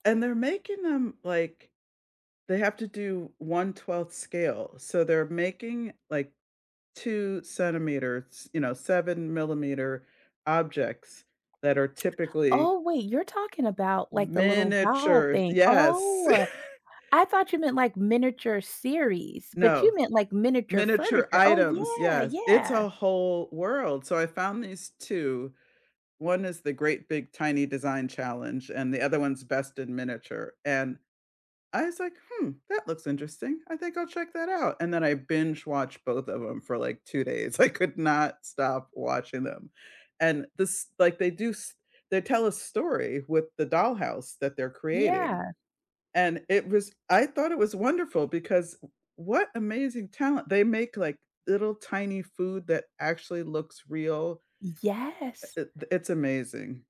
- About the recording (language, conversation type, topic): English, unstructured, What reality TV shows can you not stop watching, even the ones you feel a little guilty about?
- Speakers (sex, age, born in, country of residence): female, 40-44, United States, United States; female, 65-69, United States, United States
- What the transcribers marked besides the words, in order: other background noise; lip smack; laugh; laughing while speaking: "I could not"